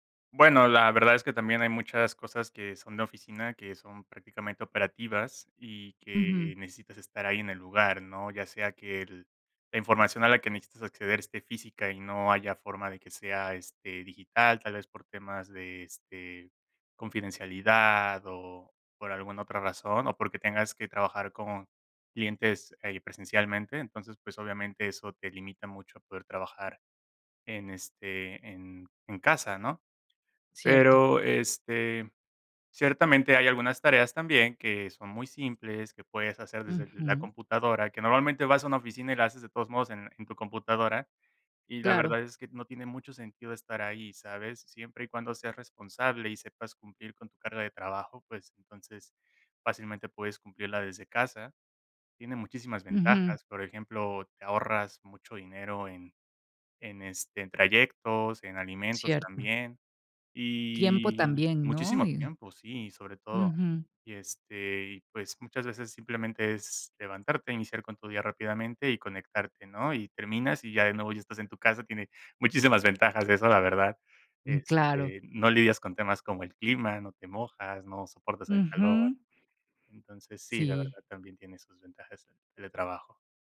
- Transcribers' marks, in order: other background noise
- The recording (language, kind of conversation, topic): Spanish, podcast, ¿Qué opinas del teletrabajo frente al trabajo en la oficina?